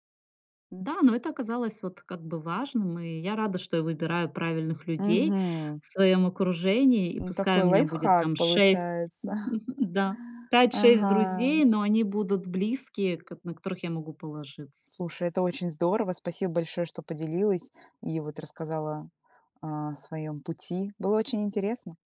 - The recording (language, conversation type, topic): Russian, podcast, Как отличить настоящих друзей от простых приятелей?
- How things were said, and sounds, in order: chuckle